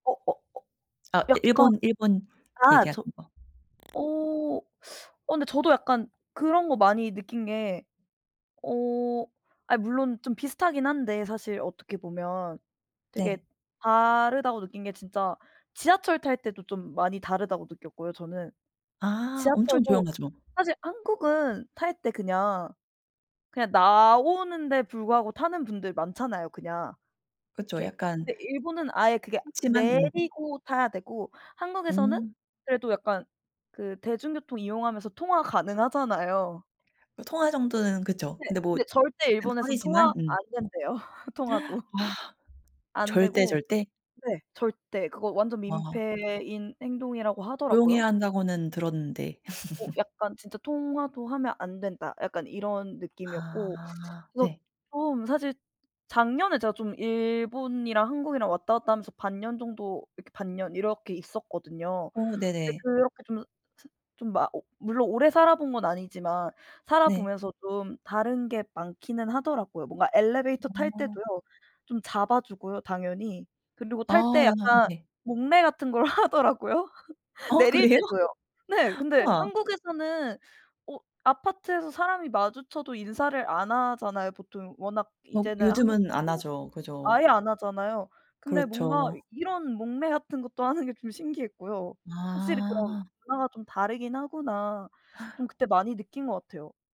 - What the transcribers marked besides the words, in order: teeth sucking; other background noise; tapping; laughing while speaking: "된대요 통화도"; gasp; laugh; laughing while speaking: "하더라고요"; laugh; laughing while speaking: "그래요?"; laughing while speaking: "하는 게"; sigh
- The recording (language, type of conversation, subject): Korean, unstructured, 다양한 문화를 경험하는 것이 왜 중요할까요?